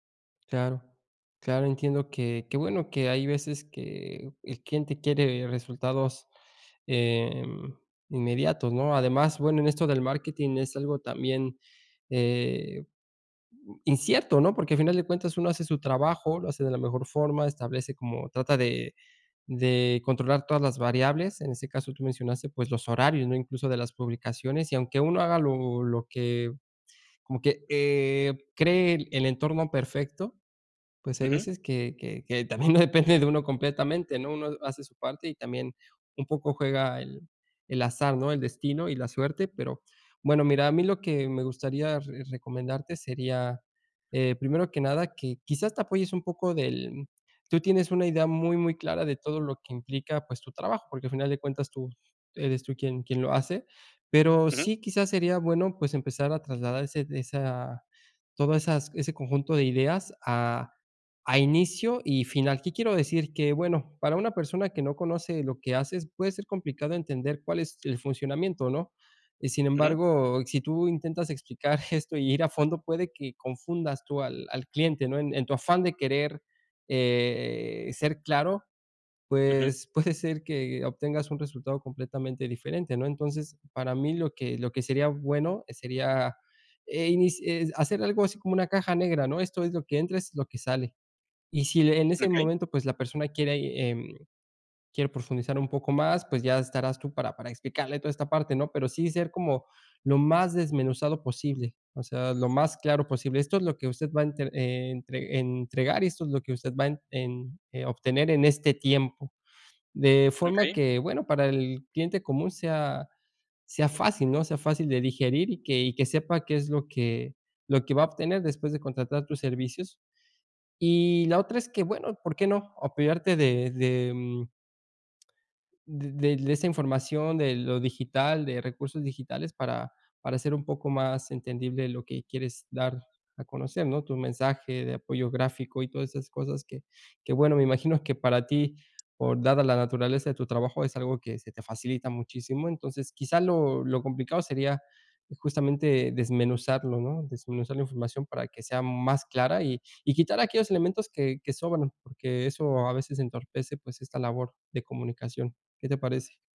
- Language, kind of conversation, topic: Spanish, advice, ¿Cómo puedo organizar mis ideas antes de una presentación?
- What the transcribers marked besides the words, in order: other background noise; laughing while speaking: "también no depende de uno"; laughing while speaking: "esto"; laughing while speaking: "puede ser"; other noise